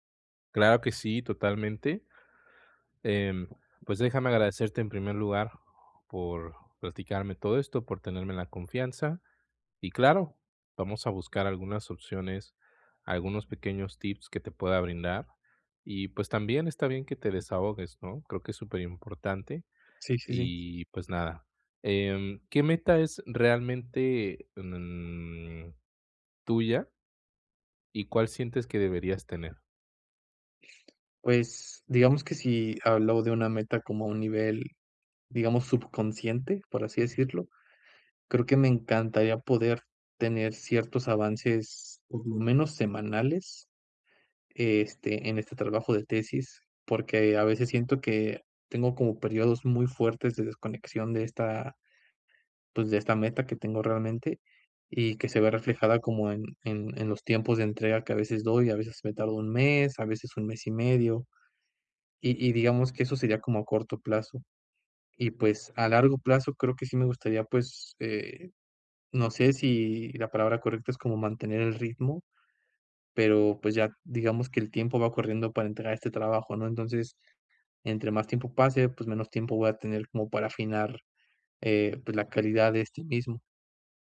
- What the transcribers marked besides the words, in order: none
- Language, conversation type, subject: Spanish, advice, ¿Cómo puedo alinear mis acciones diarias con mis metas?